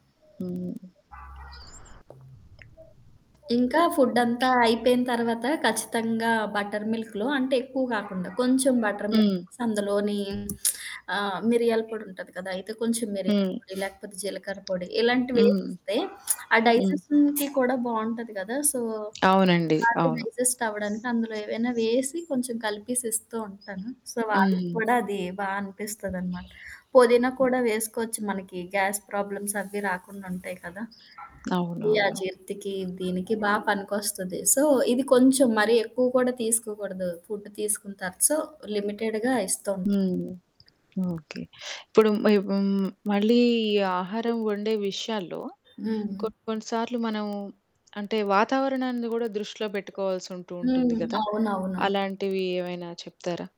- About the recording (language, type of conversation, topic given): Telugu, podcast, అతిథుల కోసం వంట చేసేటప్పుడు మీరు ప్రత్యేకంగా ఏం చేస్తారు?
- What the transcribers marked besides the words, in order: static; background speech; other background noise; in English: "బటర్ మిల్క్‌లో"; lip smack; in English: "డైజెషన్‌కి"; in English: "సో"; in English: "డైజెస్ట్"; in English: "సో"; in English: "గ్యాస్ ప్రాబ్లమ్స్"; in English: "సో"; in English: "ఫుడ్"; in English: "సో, లిమిటెడ్‌గా"; horn